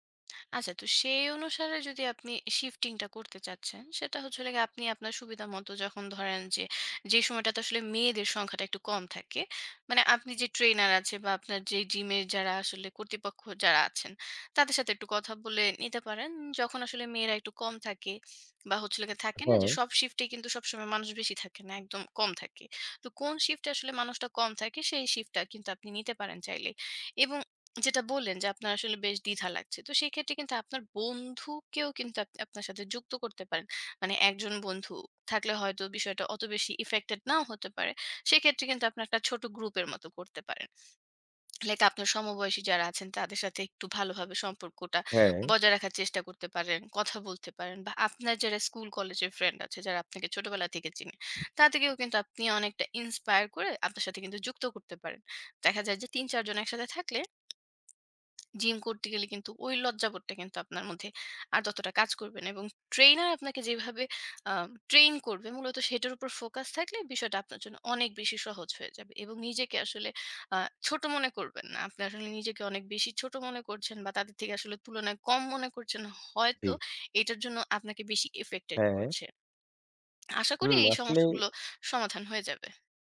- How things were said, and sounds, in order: other background noise; lip smack; wind; in English: "inspire"; tapping
- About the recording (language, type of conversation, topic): Bengali, advice, জিমে গেলে কেন আমি লজ্জা পাই এবং অন্যদের সামনে অস্বস্তি বোধ করি?